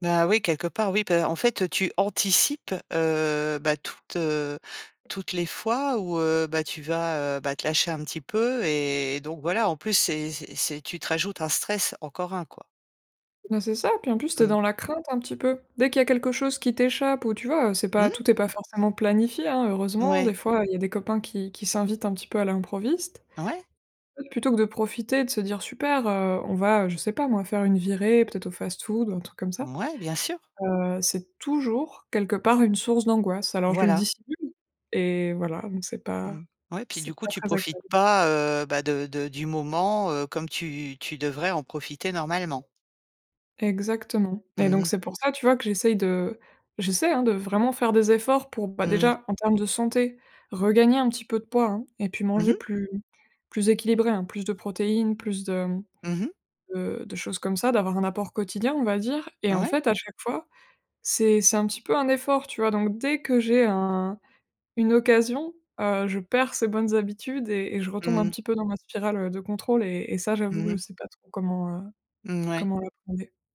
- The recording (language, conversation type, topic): French, advice, Comment expliquer une rechute dans une mauvaise habitude malgré de bonnes intentions ?
- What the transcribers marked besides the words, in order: stressed: "anticipes"; stressed: "toujours"; stressed: "occasion"; unintelligible speech